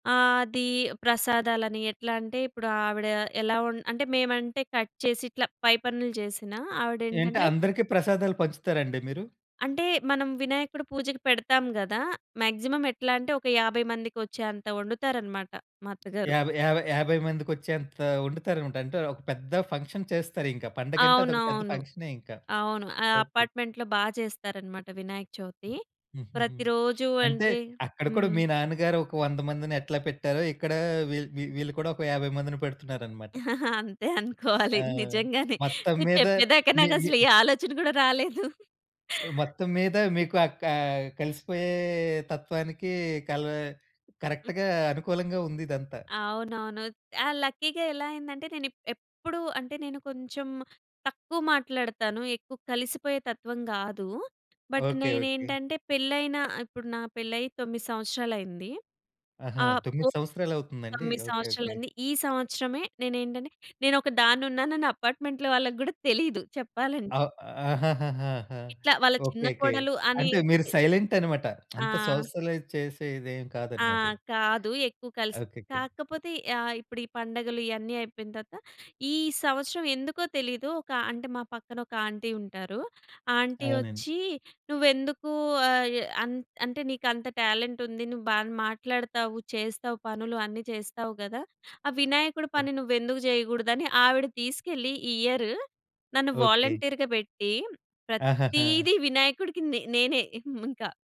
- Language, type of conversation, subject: Telugu, podcast, పండగలకు సిద్ధమయ్యే సమయంలో ఇంటి పనులు ఎలా మారుతాయి?
- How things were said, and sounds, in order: in English: "కట్"; tapping; in English: "మాక్సిమమ్"; in English: "ఫంక్షన్"; in English: "అపార్ట్‌మెంట్‌లో"; laughing while speaking: "అంతే అనుకోవాలి. నిజంగానే. మీరు చెప్పేదాకా నాకసలు ఏ ఆలోచన గూడా రాలేదు"; other background noise; in English: "కరెక్ట్‌గా"; in English: "లక్కీగా"; in English: "బట్"; in English: "అపార్ట్‌మెంట్‌లో"; lip smack; in English: "సోషలైజ్"; in English: "టాలెంట్"; in English: "ఇయర్"; in English: "వాలంటీర్‌గా"